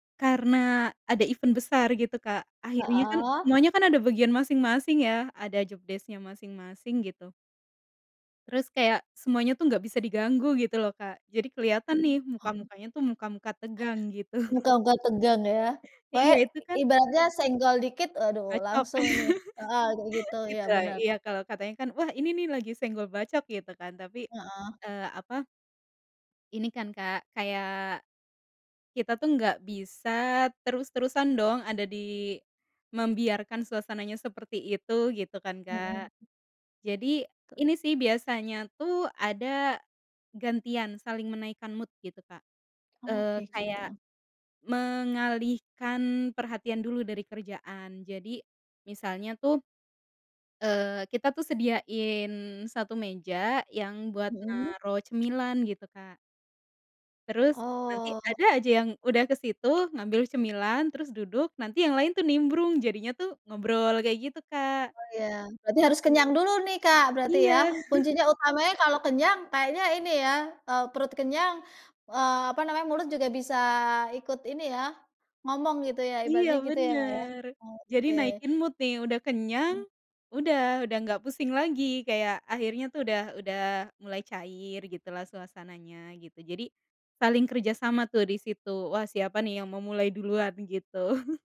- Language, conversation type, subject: Indonesian, podcast, Bagaimana kamu mengatur waktu untuk belajar hobi sambil bekerja atau sekolah?
- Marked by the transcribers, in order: in English: "event"; in English: "jobdesk-nya"; laughing while speaking: "gitu"; laugh; other background noise; in English: "mood"; laugh; in English: "mood"; laugh